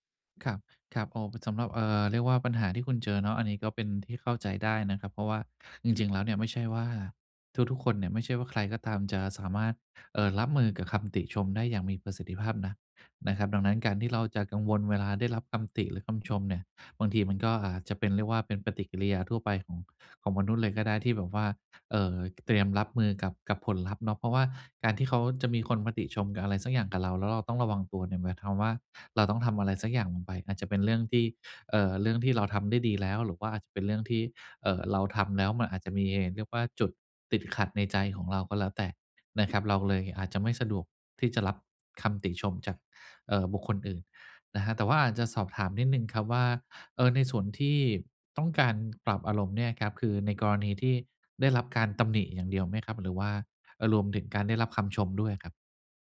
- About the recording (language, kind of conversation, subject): Thai, advice, ฉันควรจัดการกับอารมณ์ของตัวเองเมื่อได้รับคำติชมอย่างไร?
- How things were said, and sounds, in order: none